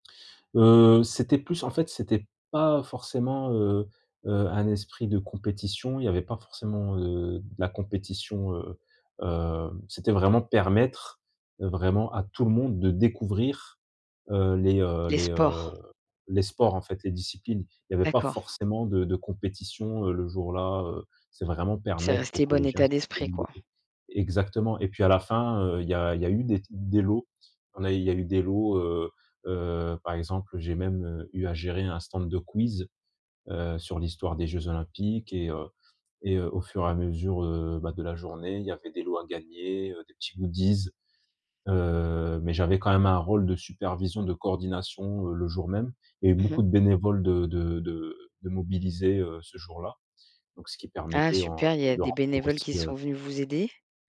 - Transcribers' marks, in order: stressed: "permettre"; other background noise; unintelligible speech
- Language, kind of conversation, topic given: French, podcast, Peux-tu nous parler d’un projet créatif qui t’a vraiment fait grandir ?